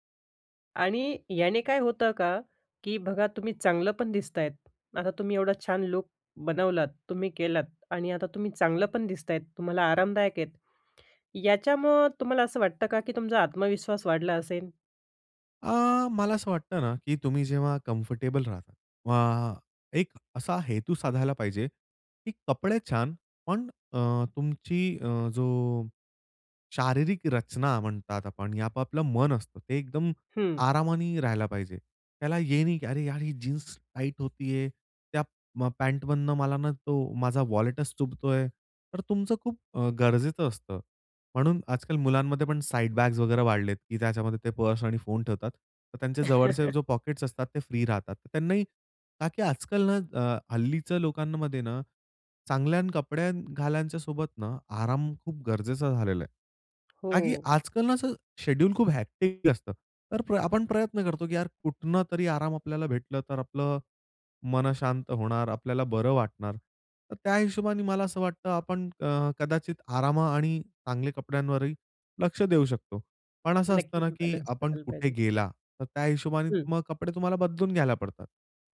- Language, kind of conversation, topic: Marathi, podcast, आराम अधिक महत्त्वाचा की चांगलं दिसणं अधिक महत्त्वाचं, असं तुम्हाला काय वाटतं?
- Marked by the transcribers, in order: in English: "कम्फर्टेबल"; in English: "पॉकेट्स"; chuckle; other background noise; in English: "हेक्टिक"; in English: "बॅलन्स"